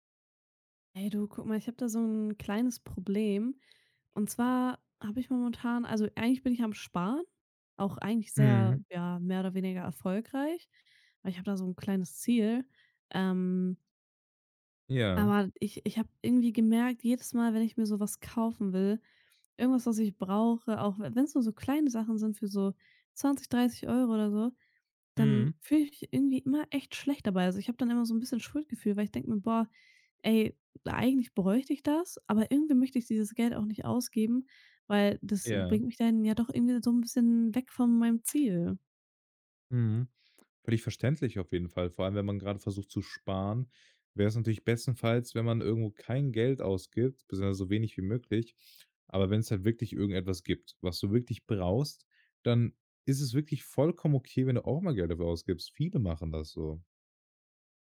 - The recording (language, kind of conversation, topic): German, advice, Warum habe ich bei kleinen Ausgaben während eines Sparplans Schuldgefühle?
- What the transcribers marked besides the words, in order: other background noise